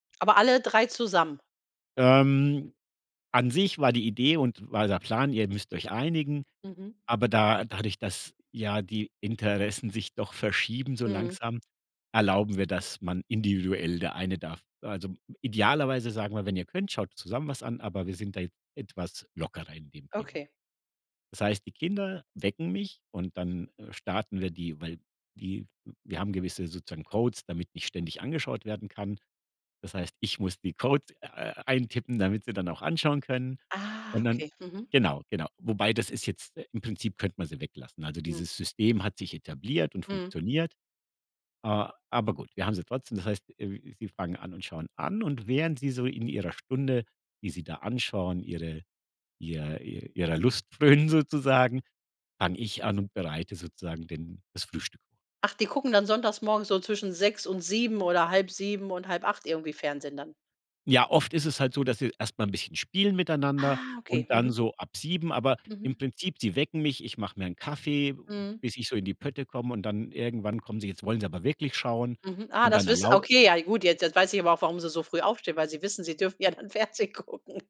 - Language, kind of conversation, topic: German, podcast, Wie beginnt bei euch typischerweise ein Sonntagmorgen?
- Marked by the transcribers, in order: laughing while speaking: "frönen sozusagen"; laughing while speaking: "ja dann Fernsehen gucken"